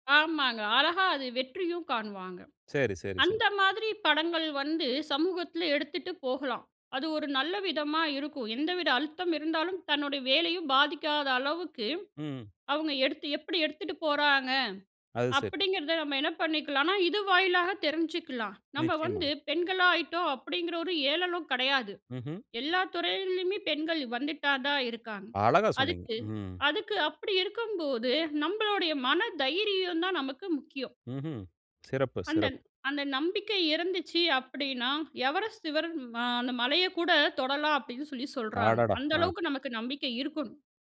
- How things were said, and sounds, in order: "ஏளனம்" said as "ஏளளம்"; "வந்துட்டே" said as "வந்துட்டா"; other background noise; "சிகரம்" said as "சிவரம்"
- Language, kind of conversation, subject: Tamil, podcast, கதைகளில் பெண்கள் எப்படிப் படைக்கப்பட வேண்டும்?